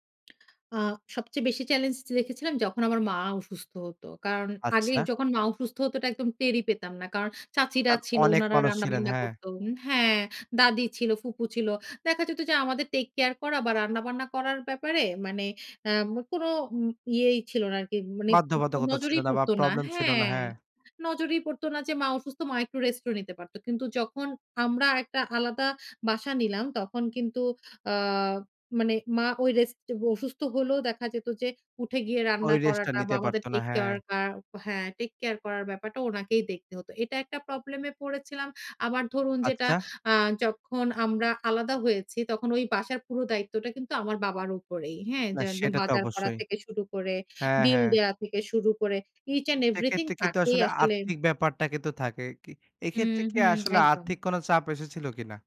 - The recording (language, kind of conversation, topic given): Bengali, podcast, আপনি নিজে বাড়ি ছেড়ে যাওয়ার সিদ্ধান্ত কীভাবে নিলেন?
- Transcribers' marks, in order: lip smack